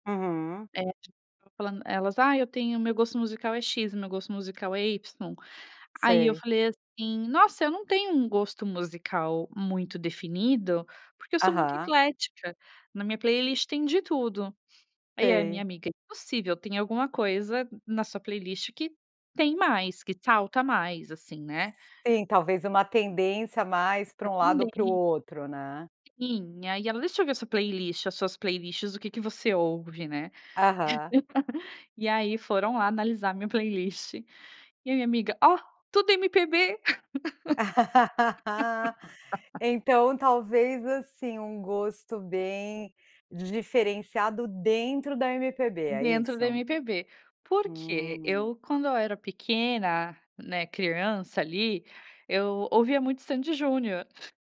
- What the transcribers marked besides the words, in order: unintelligible speech; tapping; laugh; laugh; laugh; other background noise
- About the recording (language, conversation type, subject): Portuguese, podcast, O que você aprendeu sobre si mesmo ao mudar seu gosto musical?